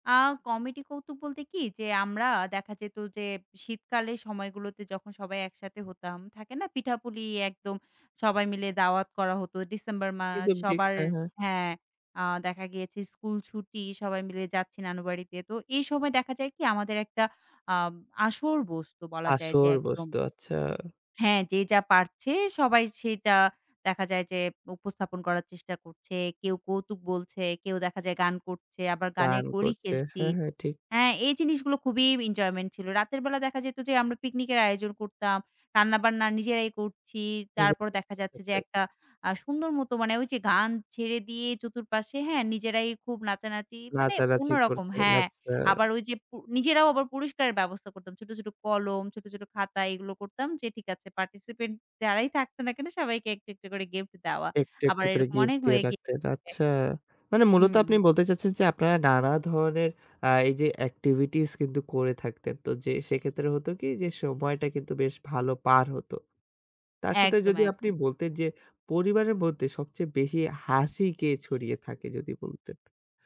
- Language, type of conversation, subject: Bengali, podcast, তোমার পরিবারে সবচেয়ে মজার আর হাসির মুহূর্তগুলো কেমন ছিল?
- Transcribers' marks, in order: unintelligible speech; in English: "এক্টিভিটিস"; horn